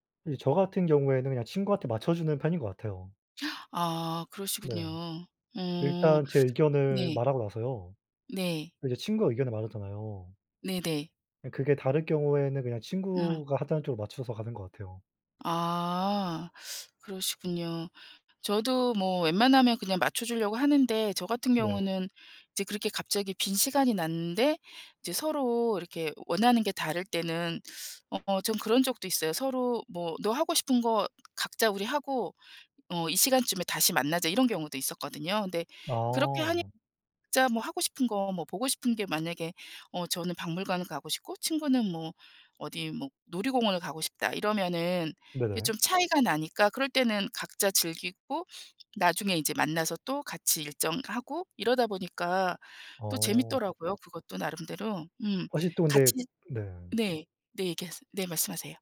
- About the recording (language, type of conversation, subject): Korean, unstructured, 친구와 여행을 갈 때 의견 충돌이 생기면 어떻게 해결하시나요?
- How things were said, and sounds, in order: gasp; other background noise; tapping